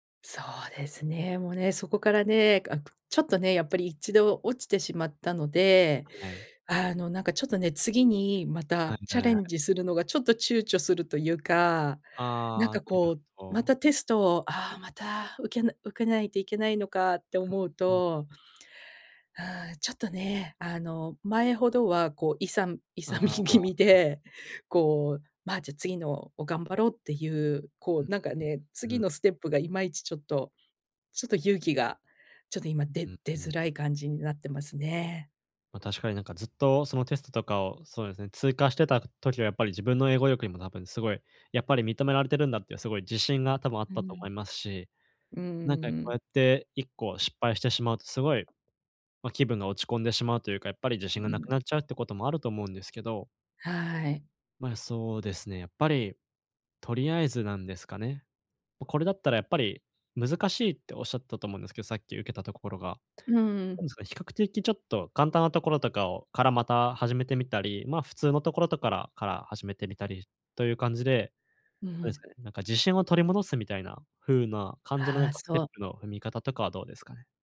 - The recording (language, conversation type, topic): Japanese, advice, 失敗した後に自信を取り戻す方法は？
- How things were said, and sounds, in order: other background noise; laughing while speaking: "勇み気味で"; tapping